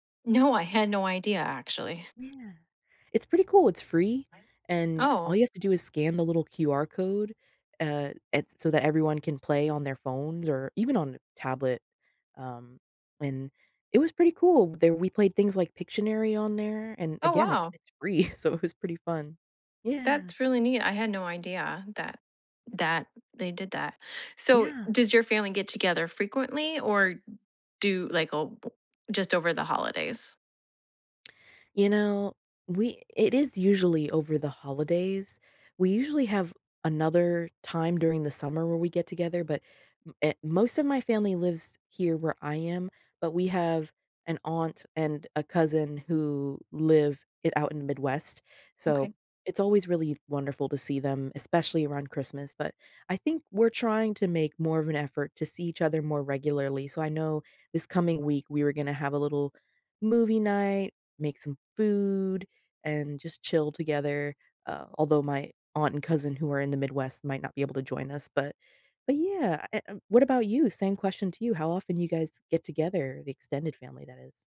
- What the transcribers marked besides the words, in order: background speech; laughing while speaking: "so it"; tapping; other background noise
- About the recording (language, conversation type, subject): English, unstructured, How do you usually spend time with your family?